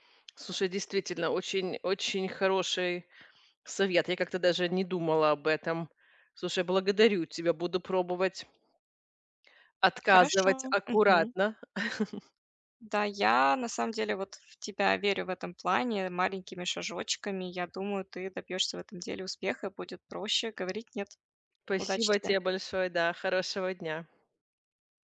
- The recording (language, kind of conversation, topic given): Russian, advice, Как мне уважительно отказывать и сохранять уверенность в себе?
- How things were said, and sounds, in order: tapping; chuckle; other background noise